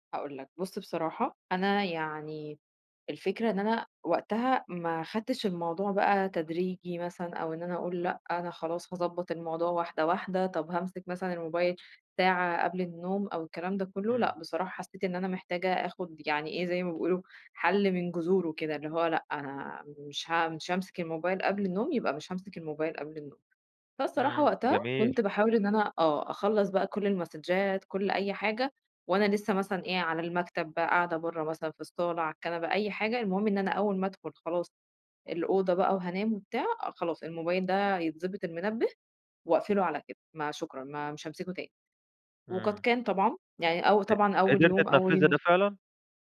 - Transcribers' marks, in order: other background noise; in English: "المسدجات"
- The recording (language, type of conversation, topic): Arabic, podcast, هل بتبصّ على موبايلك أول ما تصحى؟ ليه؟